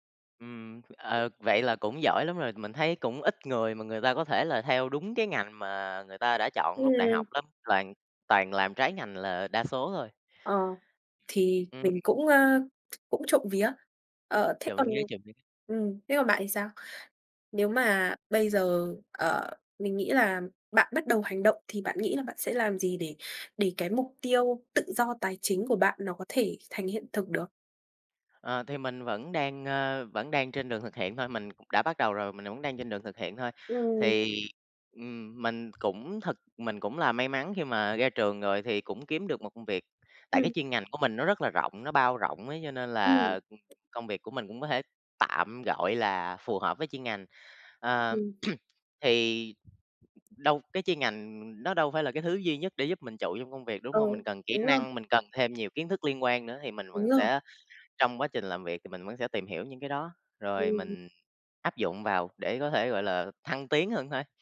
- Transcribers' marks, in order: unintelligible speech; tapping; tsk; other background noise; throat clearing
- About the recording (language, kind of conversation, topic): Vietnamese, unstructured, Bạn làm thế nào để biến ước mơ thành những hành động cụ thể và thực tế?